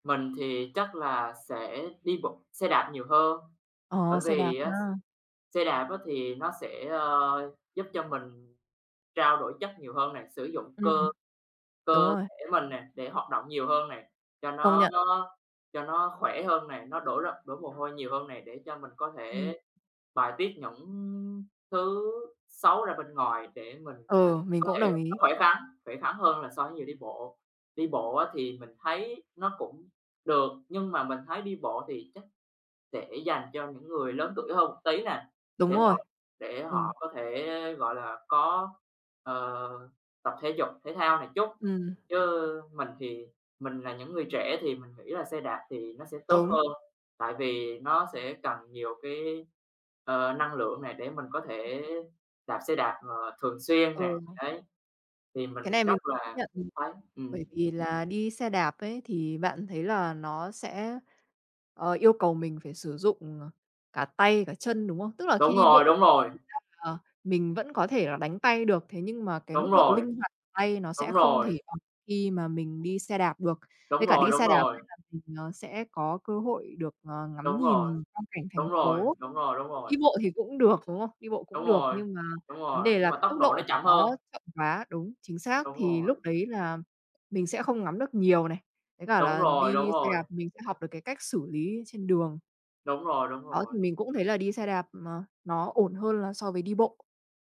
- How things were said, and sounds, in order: other background noise; tapping
- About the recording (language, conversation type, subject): Vietnamese, unstructured, Bạn thường chọn đi xe đạp hay đi bộ để rèn luyện sức khỏe?